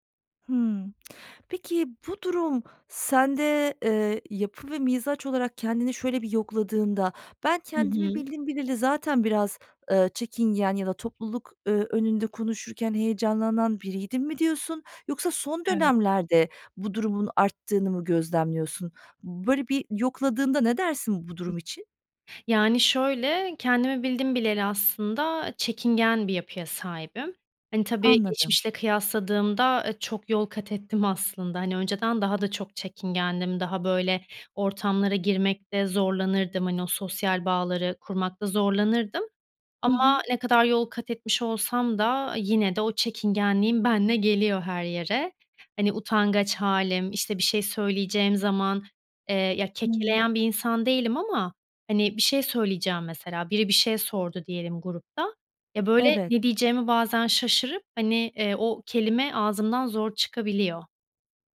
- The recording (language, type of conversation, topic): Turkish, advice, Topluluk önünde konuşurken neden özgüven eksikliği yaşıyorum?
- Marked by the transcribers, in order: other background noise; tapping